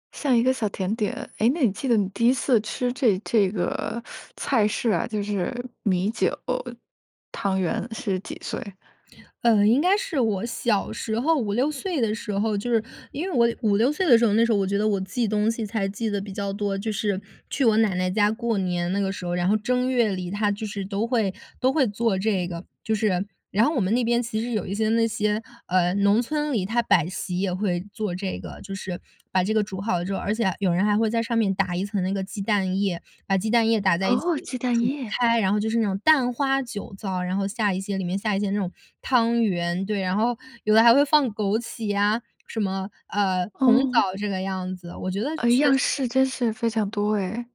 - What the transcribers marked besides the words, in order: tapping; other background noise
- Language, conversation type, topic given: Chinese, podcast, 你家乡有哪些与季节有关的习俗？